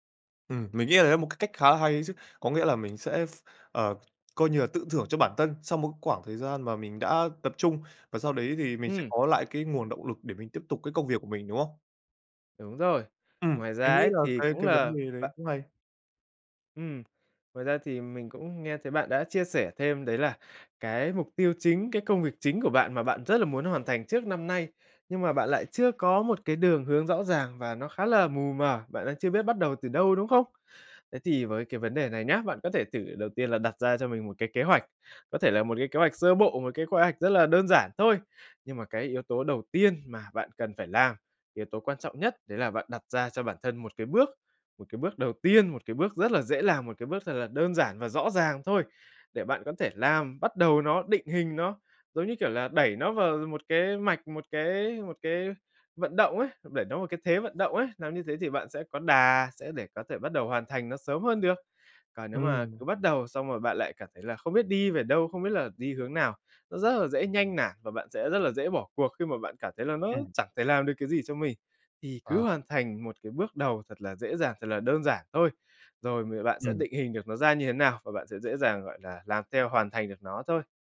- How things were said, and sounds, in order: tapping; "khoảng" said as "quảng"
- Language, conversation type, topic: Vietnamese, advice, Làm thế nào để bớt bị gián đoạn và tập trung hơn để hoàn thành công việc?